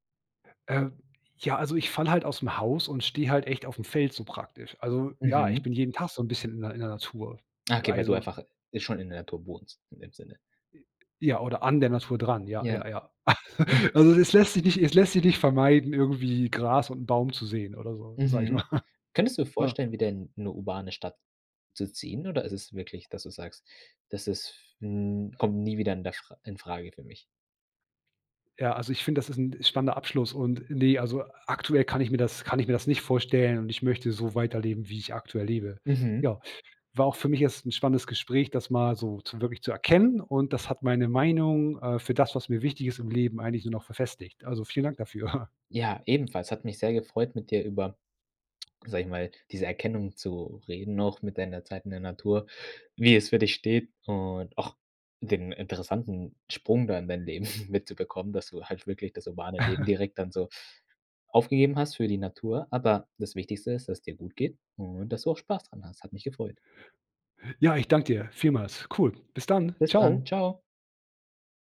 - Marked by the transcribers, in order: chuckle; laughing while speaking: "mal"; laughing while speaking: "dafür"; "Erkenntnis" said as "Erkennung"; chuckle; chuckle
- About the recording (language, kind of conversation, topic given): German, podcast, Wie wichtig ist dir Zeit in der Natur?